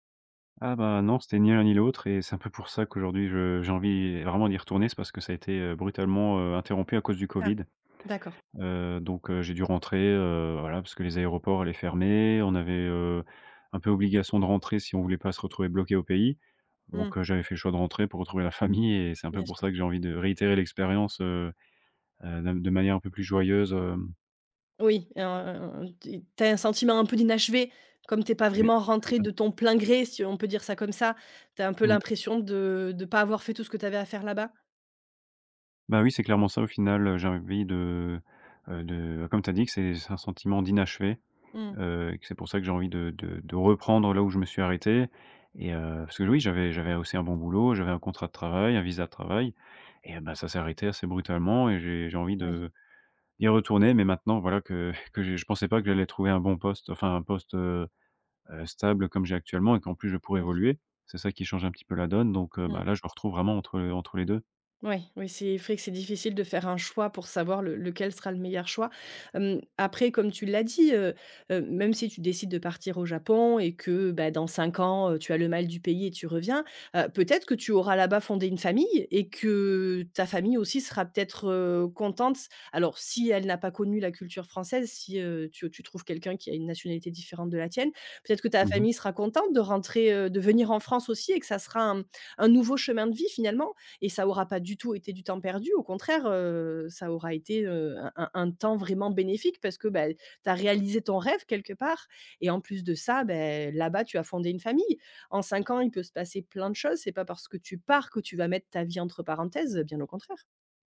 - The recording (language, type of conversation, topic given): French, advice, Faut-il quitter un emploi stable pour saisir une nouvelle opportunité incertaine ?
- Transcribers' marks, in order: laughing while speaking: "famille"; stressed: "pars"